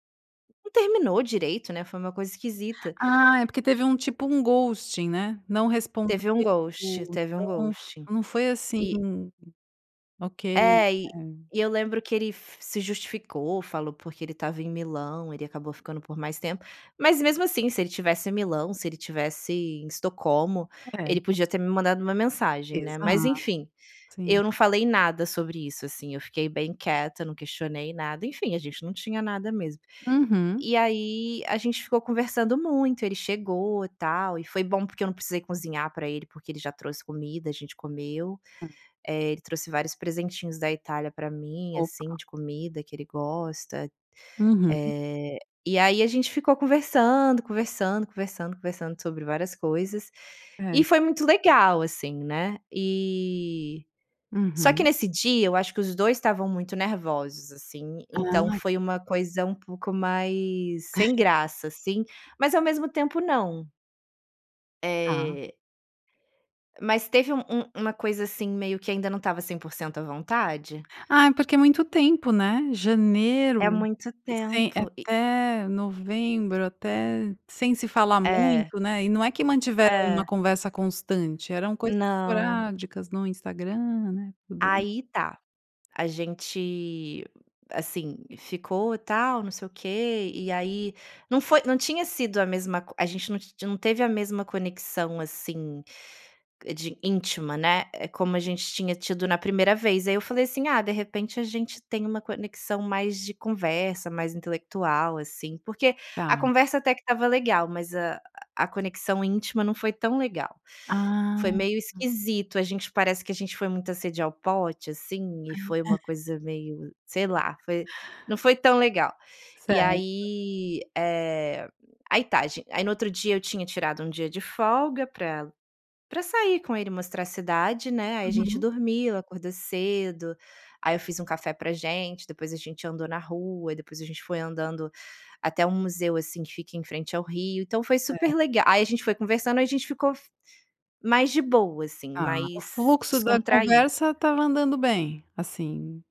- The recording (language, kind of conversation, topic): Portuguese, podcast, Como você retoma o contato com alguém depois de um encontro rápido?
- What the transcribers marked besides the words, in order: in English: "ghosting"; in English: "ghosting"; in English: "ghosting"; chuckle; tapping; other noise; laugh